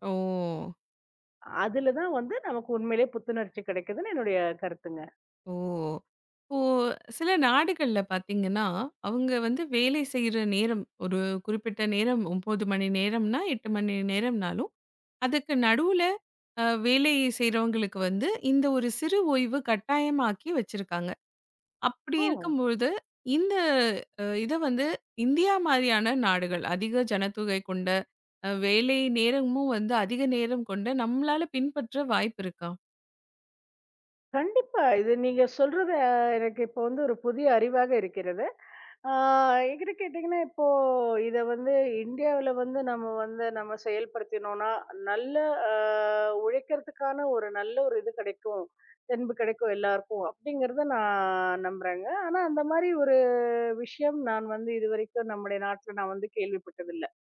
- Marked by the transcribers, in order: other noise; other background noise; drawn out: "அ"
- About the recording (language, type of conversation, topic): Tamil, podcast, சிறு ஓய்வுகள் எடுத்த பிறகு உங்கள் அனுபவத்தில் என்ன மாற்றங்களை கவனித்தீர்கள்?